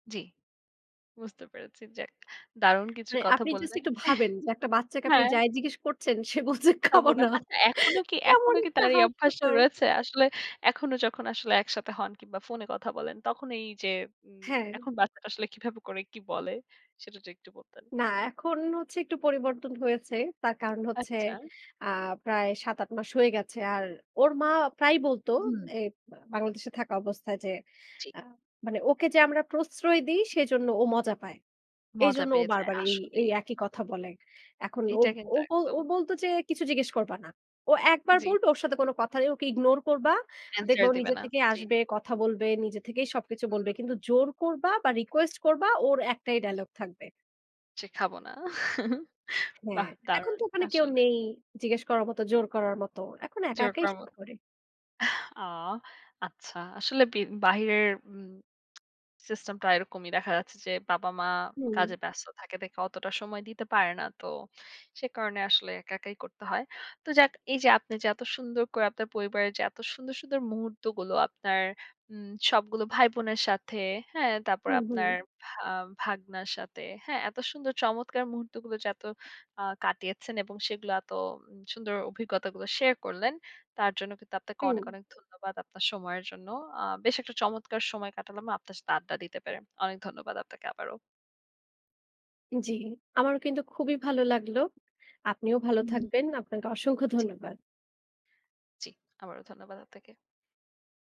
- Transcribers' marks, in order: chuckle; laughing while speaking: "খাবো না। কেমন একটা হাস্যকর"; chuckle; lip smack; tapping
- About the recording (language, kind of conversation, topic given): Bengali, podcast, পরিবারের সঙ্গে আপনার কোনো বিশেষ মুহূর্তের কথা বলবেন?